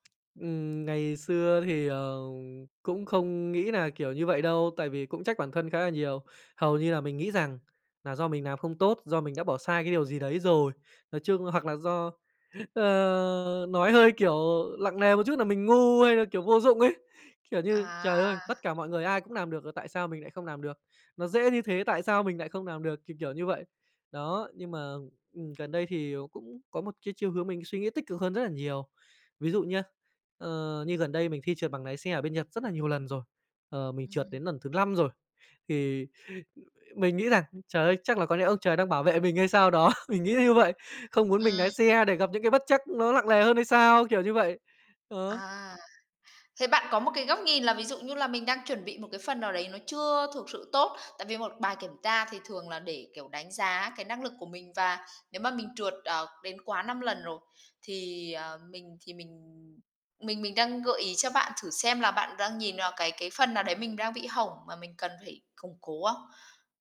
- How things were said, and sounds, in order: tapping; "làm" said as "nàm"; other background noise; "nàm" said as "làm"; laughing while speaking: "đó"
- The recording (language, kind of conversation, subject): Vietnamese, podcast, Làm sao để học từ thất bại mà không tự trách bản thân quá nhiều?